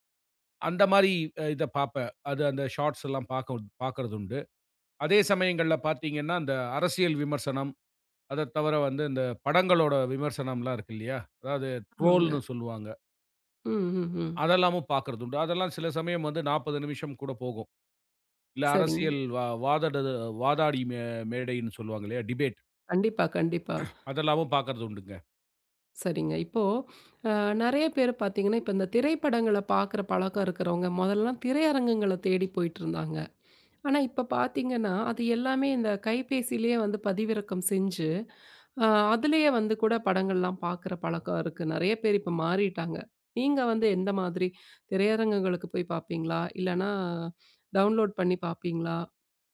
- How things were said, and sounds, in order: in English: "ஷார்ட்ஸ்லாம்"; in English: "ட்ரோல்ன்னு"; in English: "டிபேட்"; throat clearing; in English: "டவுண்லோட்"
- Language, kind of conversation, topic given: Tamil, podcast, சின்ன வீடியோக்களா, பெரிய படங்களா—நீங்கள் எதை அதிகம் விரும்புகிறீர்கள்?